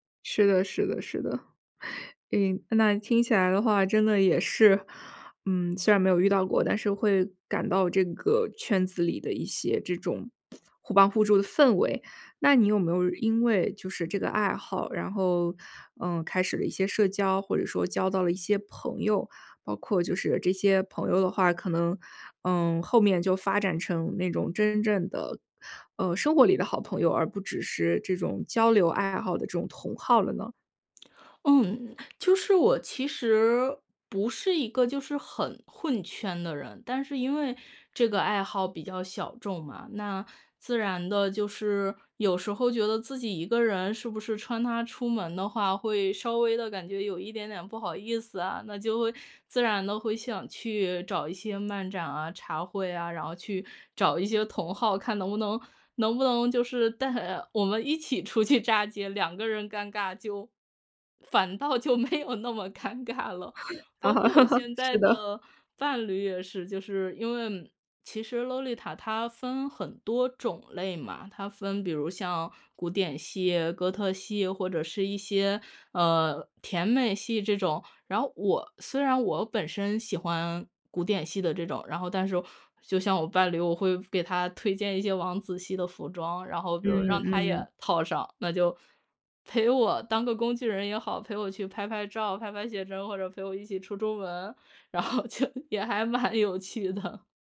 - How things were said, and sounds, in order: other background noise; lip smack; laughing while speaking: "出去炸街"; laughing while speaking: "反倒就没有那么尴尬了"; laughing while speaking: "啊"; laugh; laughing while speaking: "然后就，也还蛮有趣的"
- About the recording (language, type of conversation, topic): Chinese, podcast, 你是怎么开始这个爱好的？